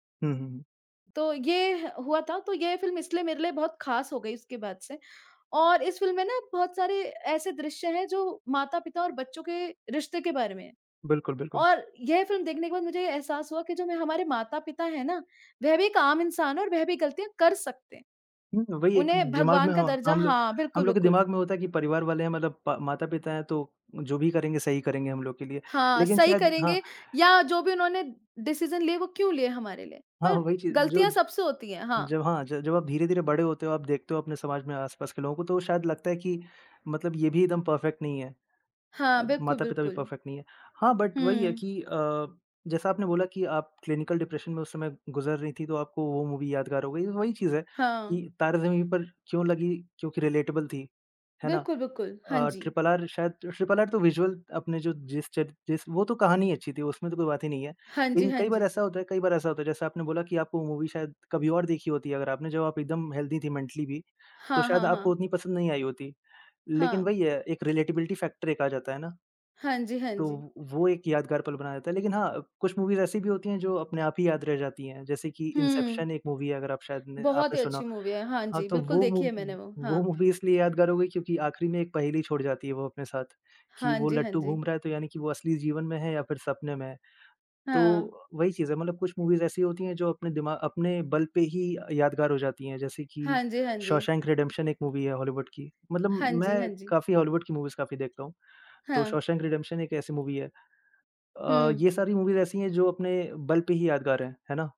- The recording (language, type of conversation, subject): Hindi, unstructured, आपको कौन सी फिल्म सबसे ज़्यादा यादगार लगी है?
- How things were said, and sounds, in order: in English: "डिसीज़न"; in English: "पर्फेक्ट"; in English: "पर्फेक्ट"; in English: "बट"; in English: "मूवी"; in English: "रिलेटेबल"; in English: "विजुअल"; in English: "मूवी"; in English: "हेल्थी"; in English: "मेंटली"; in English: "रिलेटेबिलिटी फैक्टर"; in English: "मूवीज़"; in English: "मूवी"; in English: "मूवी"; laughing while speaking: "वो मूवी"; in English: "मूवी"; in English: "मूवीज़"; in English: "मूवी"; in English: "मूवीज़"; in English: "मूवी"; in English: "मूवीज़"